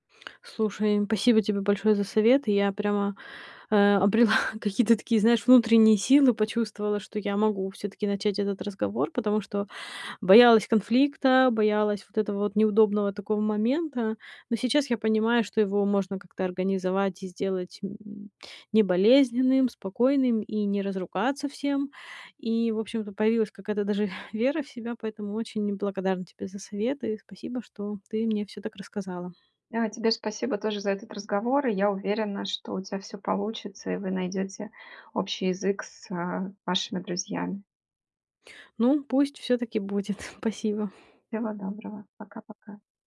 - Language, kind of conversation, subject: Russian, advice, Как сказать другу о его неудобном поведении, если я боюсь конфликта?
- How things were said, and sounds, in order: laughing while speaking: "обрела"; chuckle; chuckle